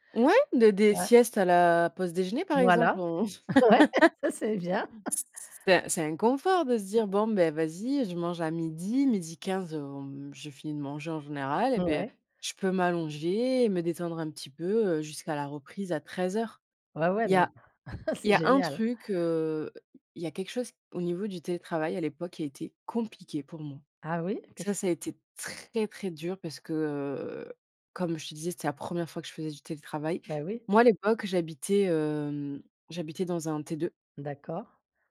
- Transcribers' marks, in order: laughing while speaking: "ouais, ça c'est bien"; laugh; tapping; chuckle; stressed: "compliqué"; stressed: "très"; other background noise
- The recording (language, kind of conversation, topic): French, podcast, Comment le télétravail a-t-il modifié ta routine quotidienne ?